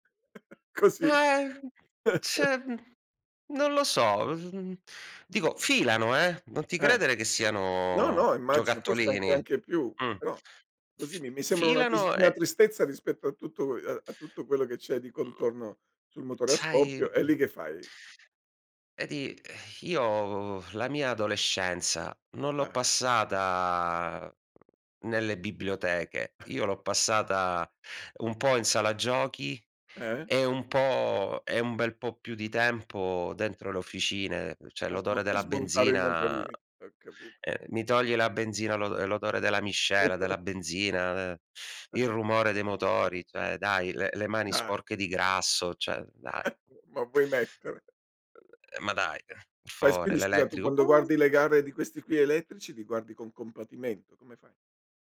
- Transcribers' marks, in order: chuckle; other background noise; chuckle; unintelligible speech; drawn out: "siano"; tapping; drawn out: "io"; drawn out: "passata"; chuckle; "cioè" said as "ceh"; drawn out: "benzina"; chuckle; other noise; "favore" said as "pfaore"
- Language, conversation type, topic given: Italian, podcast, C’è un piccolo progetto che consiglieresti a chi è alle prime armi?